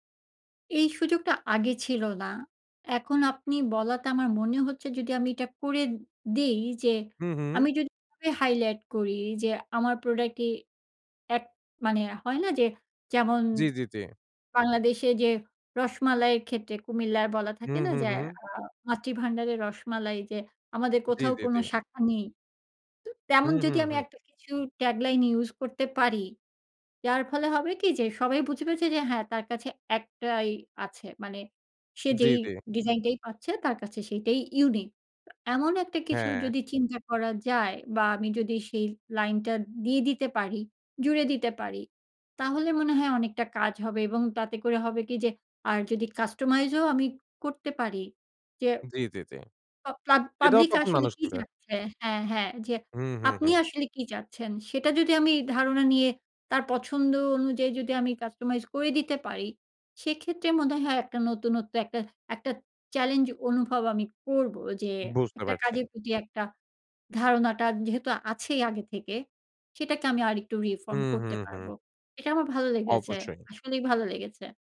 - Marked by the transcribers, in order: other background noise; tapping; in English: "reform"
- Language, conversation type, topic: Bengali, advice, কাজ থেকে আর কোনো অর্থ বা তৃপ্তি পাচ্ছি না